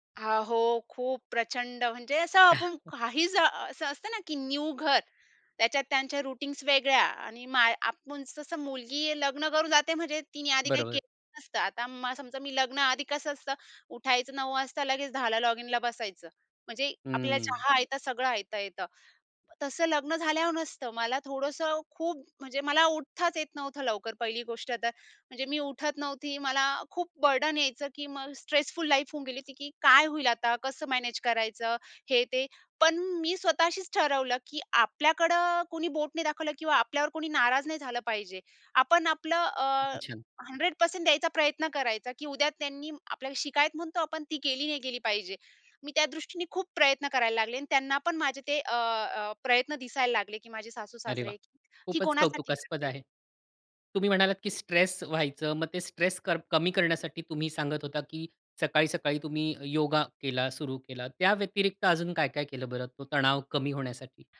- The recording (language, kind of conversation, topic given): Marathi, podcast, काम आणि घरातील ताळमेळ कसा राखता?
- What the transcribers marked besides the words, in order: chuckle; in English: "रूटीन्स"; in English: "बर्डन"; in English: "स्ट्रेसफुल लाईफ"; other background noise